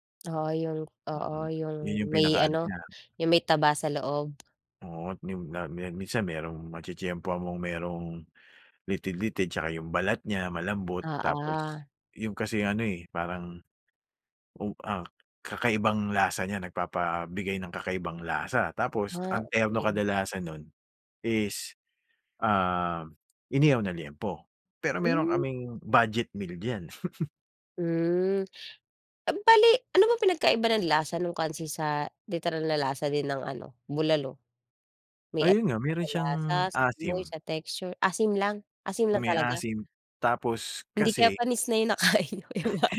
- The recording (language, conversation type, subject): Filipino, podcast, Ano ang paborito mong lokal na pagkain, at bakit?
- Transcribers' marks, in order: tapping; giggle; in English: "texture?"; other background noise; laughing while speaking: "nakain niyo, kaya maasim"